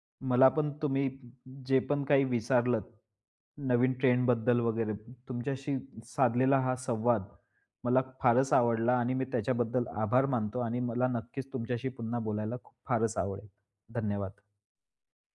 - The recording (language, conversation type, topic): Marathi, podcast, सण-उत्सवांमध्ये तुम्ही तुमची वेशभूषा आणि एकूण लूक कसा बदलता?
- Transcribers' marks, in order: none